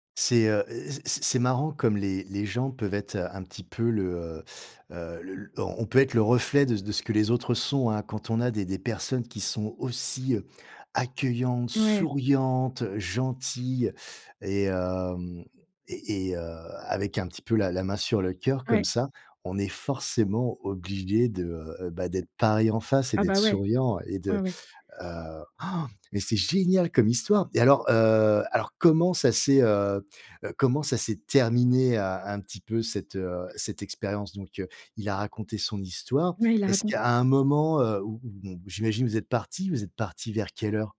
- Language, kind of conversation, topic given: French, podcast, Peux-tu raconter une expérience d’hospitalité inattendue ?
- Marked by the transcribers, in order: drawn out: "hem"